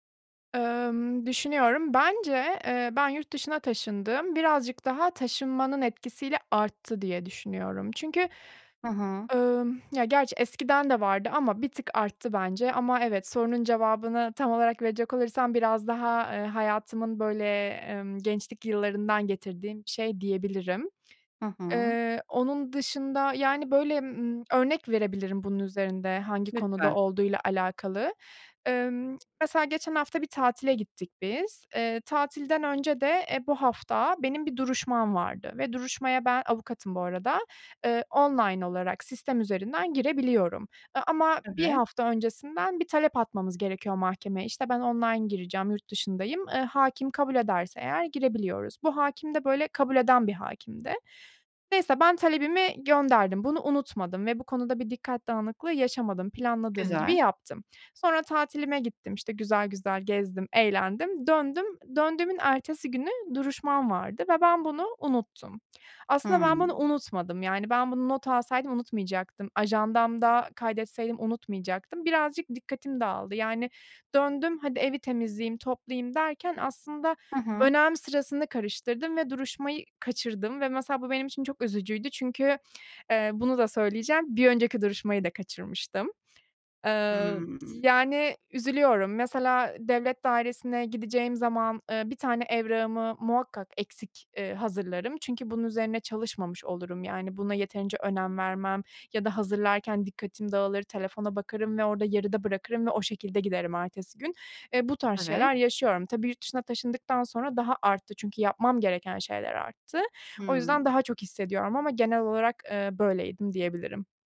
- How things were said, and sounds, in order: none
- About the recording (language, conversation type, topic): Turkish, advice, Sürekli dikkatimin dağılmasını azaltıp düzenli çalışma blokları oluşturarak nasıl daha iyi odaklanabilirim?